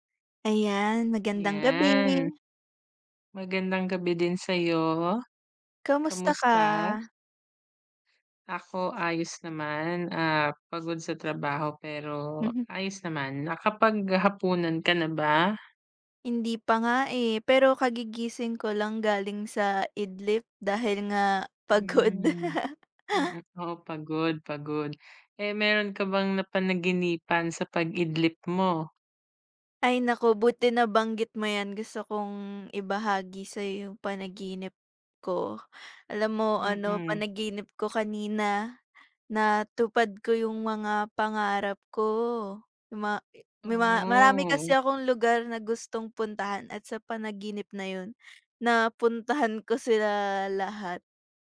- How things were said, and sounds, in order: other background noise; bird; laughing while speaking: "pagod"; laugh; tapping; drawn out: "ko"; drawn out: "Oh"
- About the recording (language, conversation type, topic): Filipino, unstructured, Ano ang paborito mong gawin upang manatiling ganado sa pag-abot ng iyong pangarap?